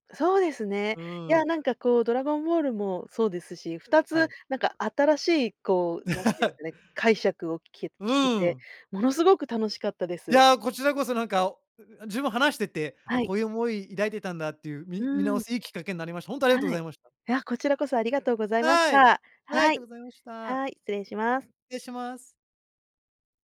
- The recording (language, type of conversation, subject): Japanese, podcast, 聴くと必ず元気になれる曲はありますか？
- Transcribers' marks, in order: other background noise; laugh